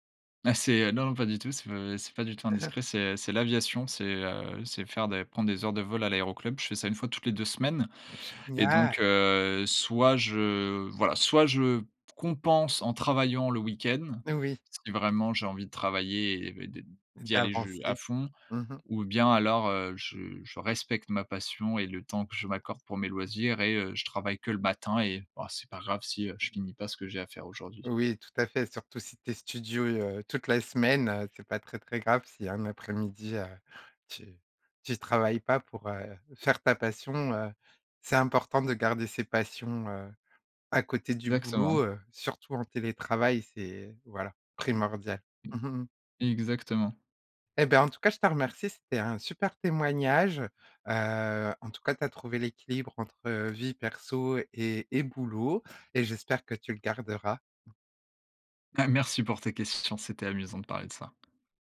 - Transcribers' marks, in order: throat clearing; "studieux" said as "studioeux"; tapping; chuckle; other background noise
- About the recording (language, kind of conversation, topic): French, podcast, Comment trouves-tu l’équilibre entre le travail et la vie personnelle ?